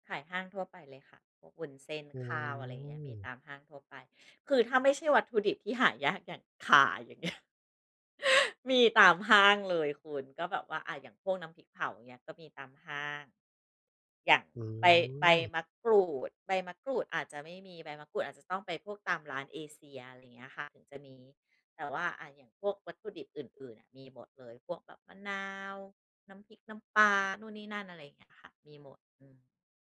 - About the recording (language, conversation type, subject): Thai, podcast, เคยทำอาหารให้คนพิเศษครั้งแรกเป็นยังไงบ้าง?
- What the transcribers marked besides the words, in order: laughing while speaking: "เงี้ย"